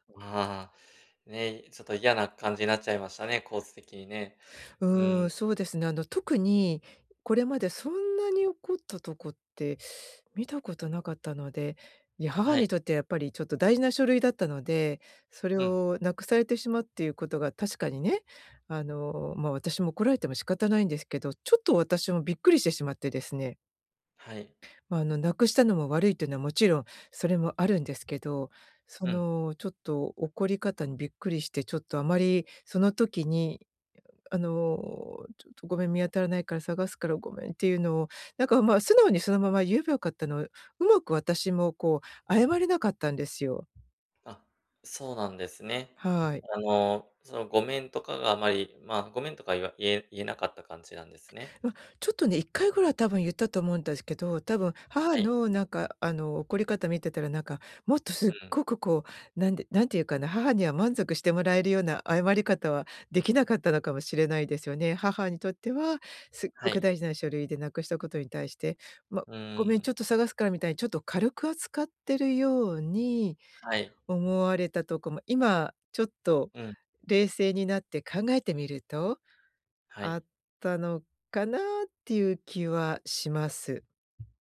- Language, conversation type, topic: Japanese, advice, ミスを認めて関係を修復するためには、どのような手順で信頼を回復すればよいですか？
- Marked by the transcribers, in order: tapping